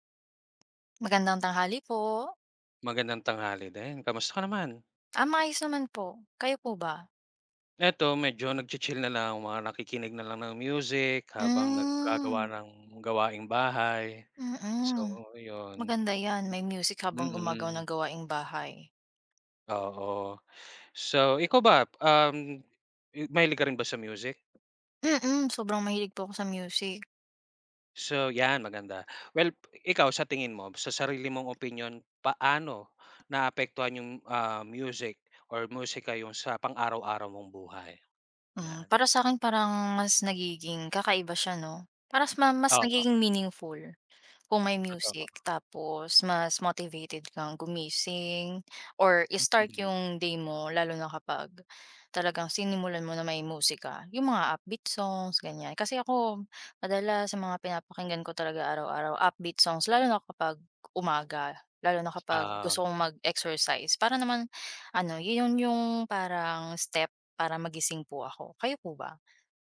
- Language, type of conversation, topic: Filipino, unstructured, Paano ka naaapektuhan ng musika sa araw-araw?
- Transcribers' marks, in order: none